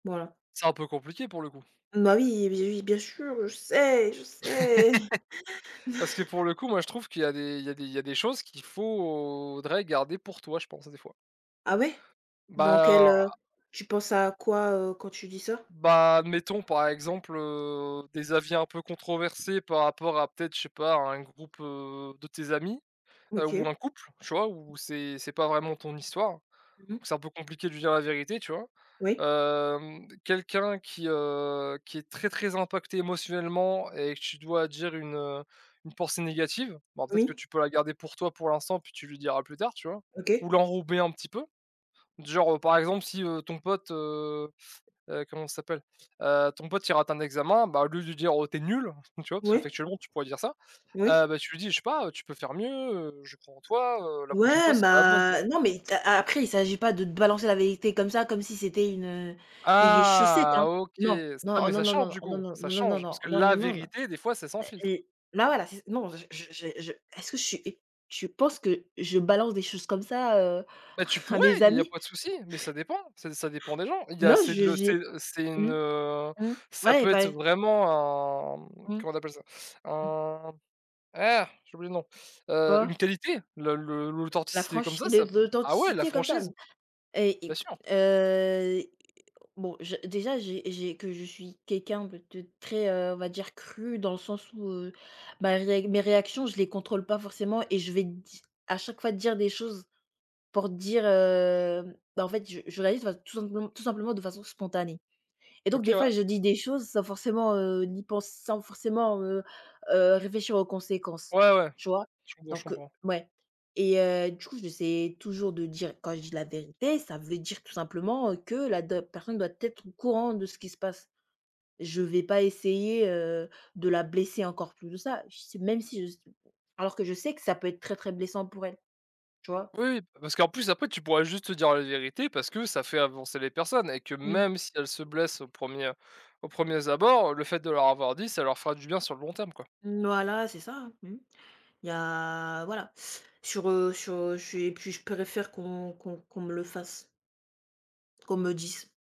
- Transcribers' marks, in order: laugh; chuckle; chuckle; grunt; drawn out: "heu"
- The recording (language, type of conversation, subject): French, unstructured, Penses-tu que la vérité doit toujours être dite, même si elle blesse ?